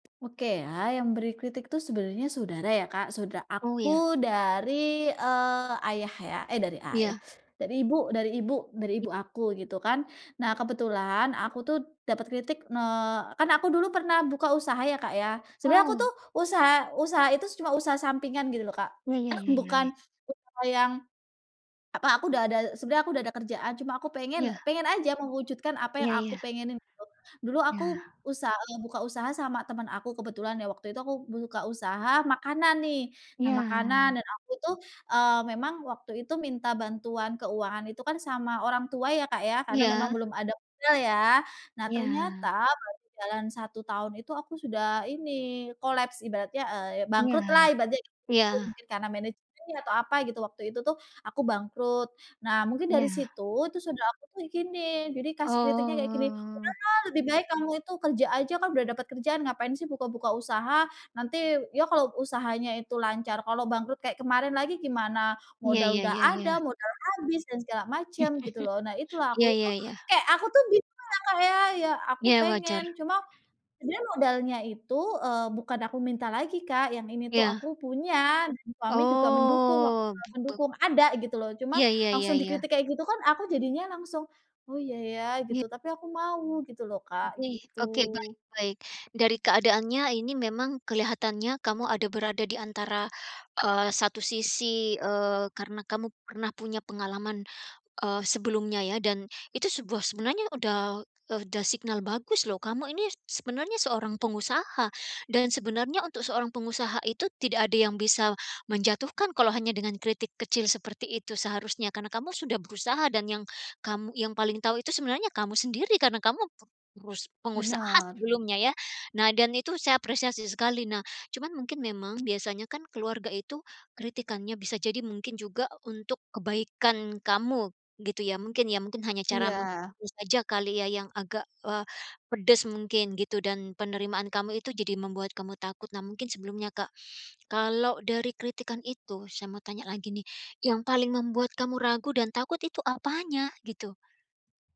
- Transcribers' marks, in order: other background noise; cough; drawn out: "Oh"; chuckle; drawn out: "Oh"; unintelligible speech; in English: "signal"; unintelligible speech
- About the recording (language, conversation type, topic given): Indonesian, advice, Bagaimana kritik dari orang lain membuat Anda takut mencoba hal baru?